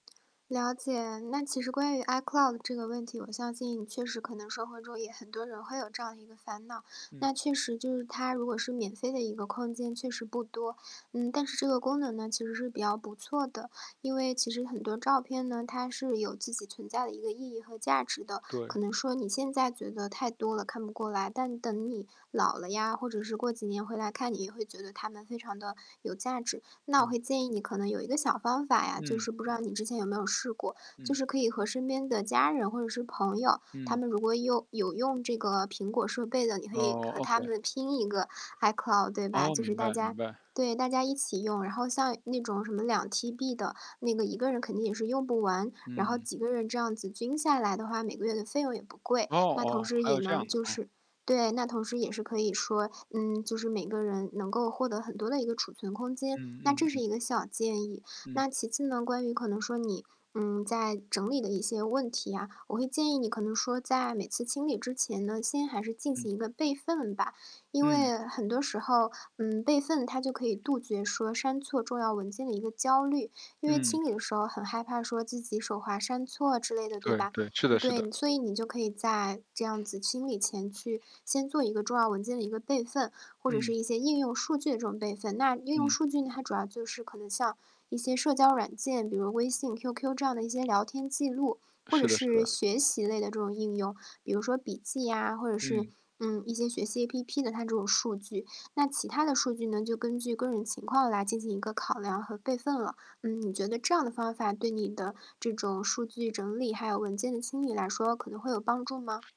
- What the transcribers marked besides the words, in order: static; distorted speech; other background noise
- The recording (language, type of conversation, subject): Chinese, advice, 我该如何开始清理电子文件和应用程序？